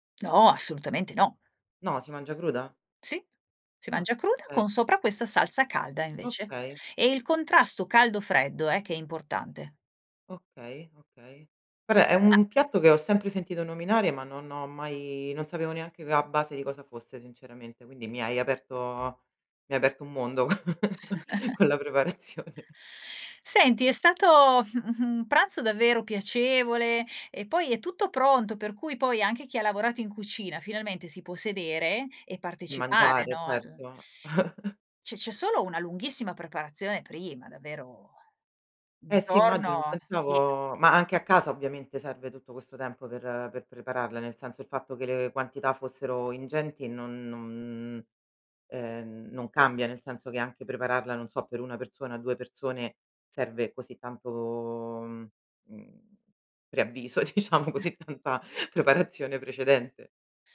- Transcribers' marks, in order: other background noise; "okay" said as "kay"; chuckle; laughing while speaking: "co"; chuckle; laughing while speaking: "preparazione"; chuckle; laughing while speaking: "un"; chuckle; laughing while speaking: "diciamo, così tanta preparazione"; chuckle
- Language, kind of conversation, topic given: Italian, podcast, Qual è un’esperienza culinaria condivisa che ti ha colpito?